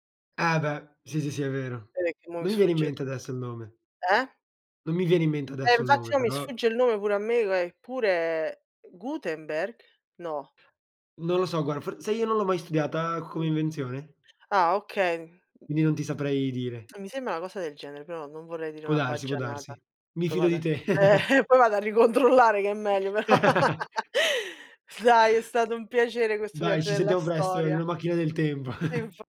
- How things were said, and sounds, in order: unintelligible speech; "guarda" said as "guara"; other background noise; chuckle; laughing while speaking: "ricontrollare"; laugh; laughing while speaking: "Però"; laugh; chuckle
- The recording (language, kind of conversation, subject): Italian, unstructured, Quale evento storico ti sarebbe piaciuto vivere?